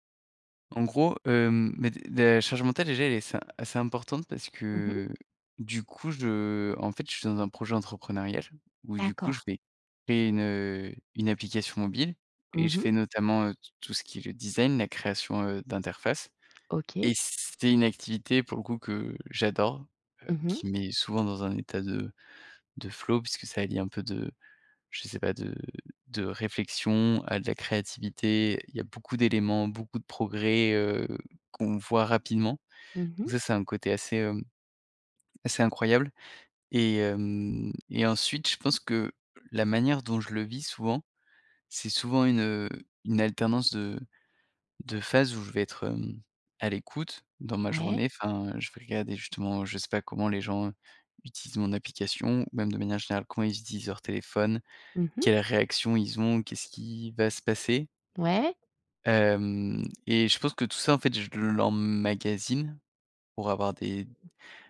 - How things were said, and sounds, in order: other background noise
- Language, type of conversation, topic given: French, podcast, Qu’est-ce qui te met dans un état de création intense ?